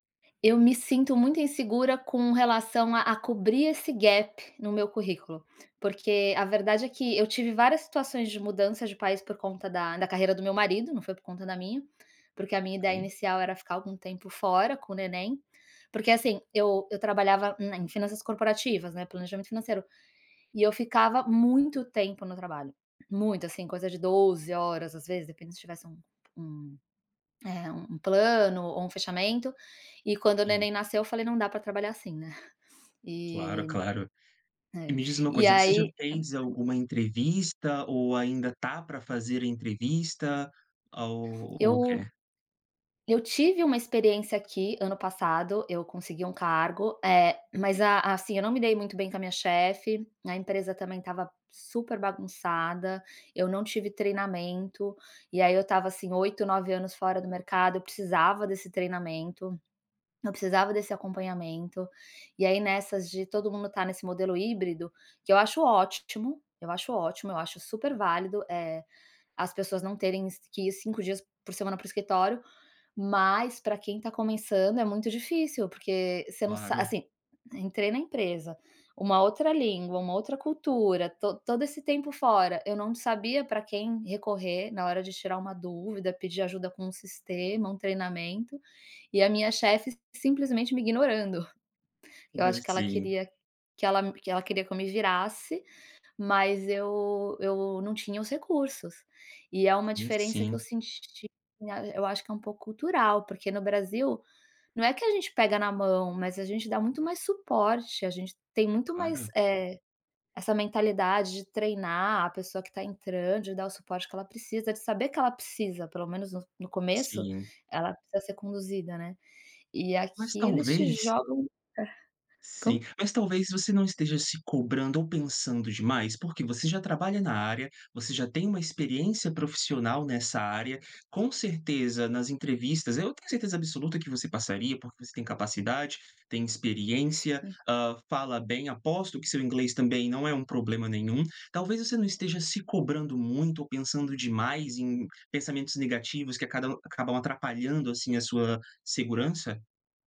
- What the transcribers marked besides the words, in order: in English: "gap"; tapping; unintelligible speech; other background noise; chuckle
- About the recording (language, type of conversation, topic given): Portuguese, advice, Como lidar com a insegurança antes de uma entrevista de emprego?